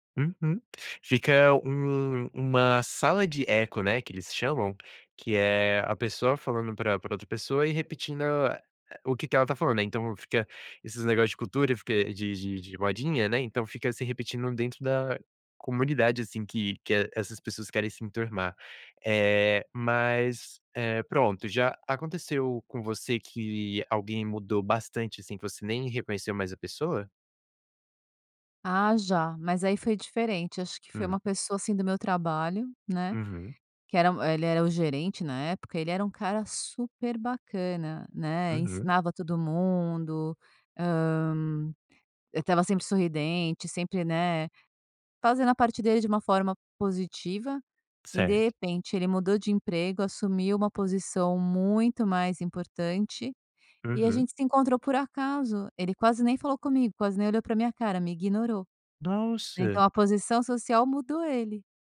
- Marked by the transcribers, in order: none
- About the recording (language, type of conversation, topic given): Portuguese, podcast, Como mudar sem perder sua essência?